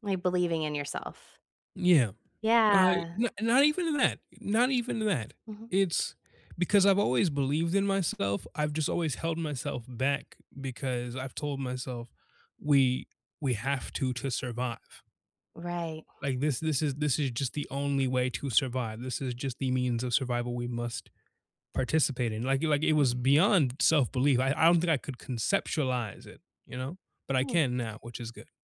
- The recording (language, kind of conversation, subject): English, unstructured, How can focusing on happy memories help during tough times?
- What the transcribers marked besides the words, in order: none